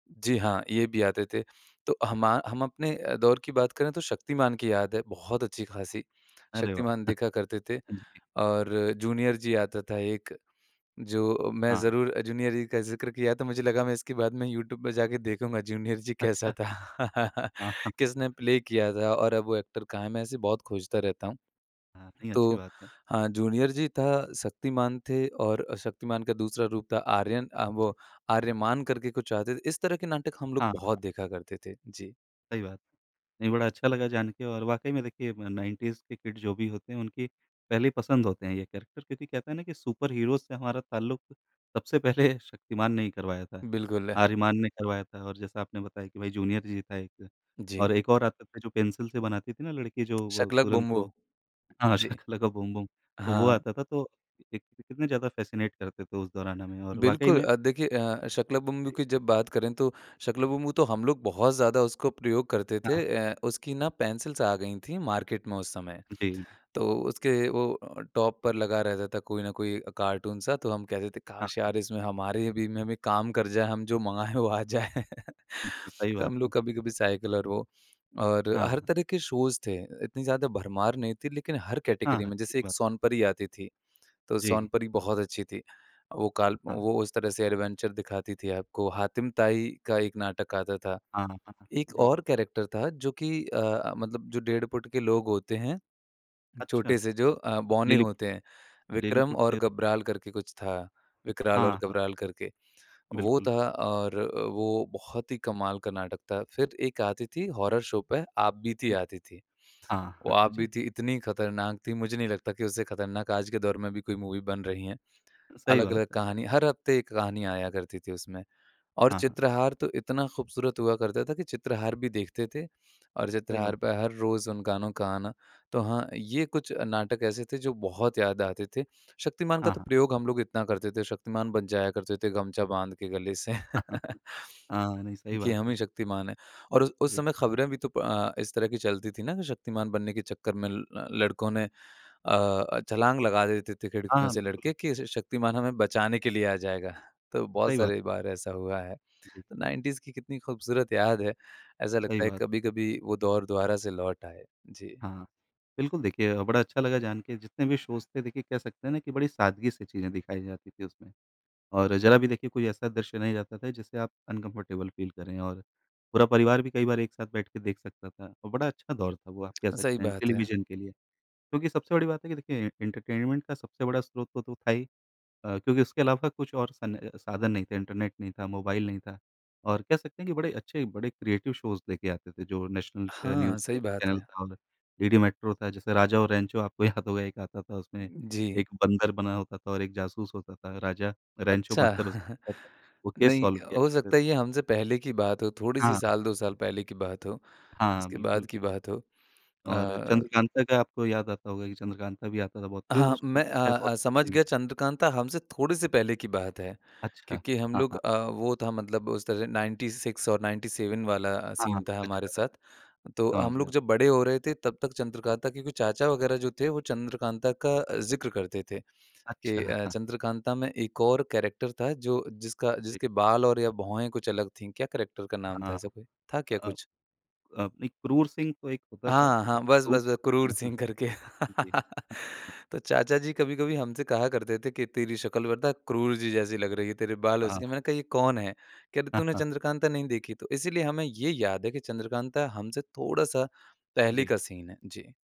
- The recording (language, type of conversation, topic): Hindi, podcast, बचपन के कौन से टीवी कार्यक्रम आपको सबसे ज़्यादा याद आते हैं?
- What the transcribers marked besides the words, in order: chuckle; in English: "जूनियर"; in English: "जूनियर"; in English: "जूनियर"; laugh; in English: "प्ले"; chuckle; in English: "एक्टर"; in English: "जूनियर"; in English: "नाइनटीज़"; in English: "किड"; in English: "कैरेक्टर"; in English: "सुपर हीरोज़"; laughing while speaking: "पहले"; laughing while speaking: "शाका"; in English: "फैसिनेट"; in English: "पेंसिल्स"; in English: "मार्केट"; in English: "टॉप"; in English: "कार्टून"; laughing while speaking: "वो आ जाए"; in English: "शोज़"; in English: "कैटेगरी"; in English: "एडवेंचर"; in English: "कैरेक्टर"; in English: "हॉरर शो"; in English: "मूवी"; laughing while speaking: "हाँ"; laugh; in English: "नाइनटीज़"; in English: "शोज़"; in English: "अनकम्फर्टेबल फ़ील"; in English: "एंटरटेनमेंट"; in English: "क्रिएटिव शोज़"; in English: "नेशनल"; in English: "न्यूज़"; laughing while speaking: "याद"; chuckle; laughing while speaking: "बंदर उस"; in English: "केस सॉल्व"; unintelligible speech; in English: "नाइनटी सिक्स"; in English: "नाइनटी सेवेन"; in English: "सीन"; chuckle; in English: "कैरेक्टर"; in English: "कैरेक्टर"; laugh; in English: "सीन"